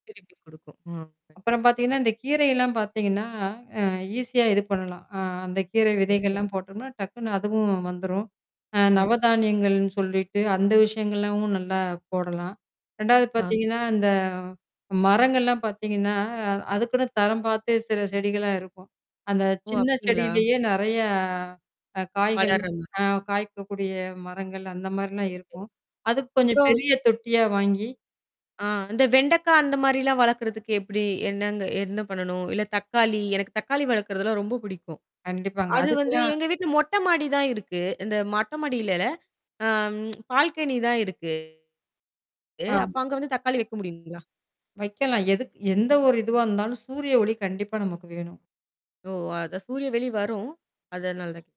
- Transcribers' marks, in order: distorted speech; other noise; tapping; static; other background noise; drawn out: "நிறையா"; mechanical hum; unintelligible speech; tsk; "ஒளி" said as "வெளி"
- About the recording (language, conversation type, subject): Tamil, podcast, ஒரு சிறிய தோட்டத்தை எளிதாக எப்படித் தொடங்கலாம்?